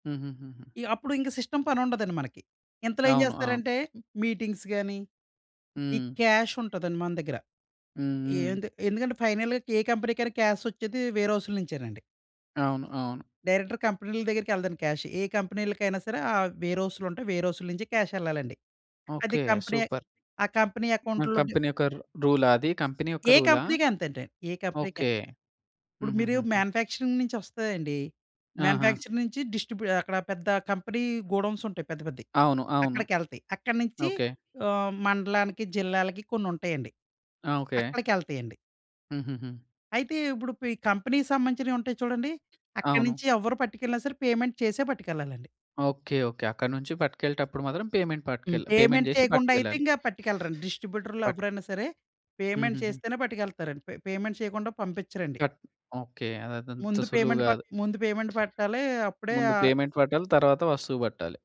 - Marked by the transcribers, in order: in English: "సిస్టమ్"; in English: "మీటింగ్స్"; in English: "క్యాష్"; in English: "ఫైనల్‌గా"; other background noise; in English: "డైరెక్టర్"; in English: "క్యాష్"; in English: "సూపర్"; in English: "కంపెనీ"; in English: "కంపెనీ"; in English: "కంపెనీ"; in English: "కంపెనీ"; in English: "కంపెనీకి"; in English: "కంపెనీకైన"; in English: "మాన్యుఫ్యాక్చరింగ్"; in English: "మాన్యుఫ్యాక్చరింగ్"; in English: "కంపెనీ గోడౌన్స్"; in English: "కంపెనీకి"; tapping; in English: "పేమెంట్"; in English: "పేమెంట్"; in English: "పేమెంట్"; in English: "పేమెంట్"; in English: "పేమెంట్"; in English: "పే పేమెంట్"; in English: "పేమెంట్"; in English: "పేమెంట్"; in English: "పేమెంట్"
- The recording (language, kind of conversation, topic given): Telugu, podcast, ఇంటినుంచి పని చేస్తున్నప్పుడు మీరు దృష్టి నిలబెట్టుకోవడానికి ఏ పద్ధతులు పాటిస్తారు?